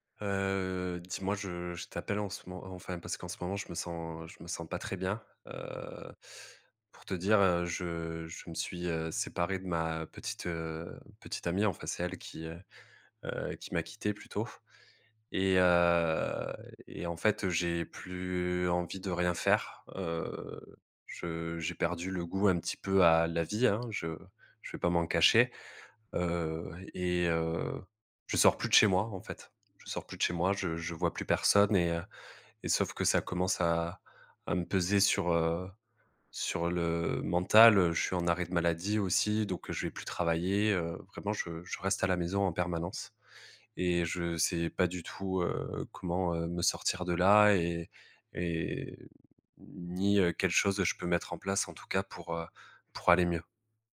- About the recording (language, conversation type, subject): French, advice, Comment vivez-vous la solitude et l’isolement social depuis votre séparation ?
- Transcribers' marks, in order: none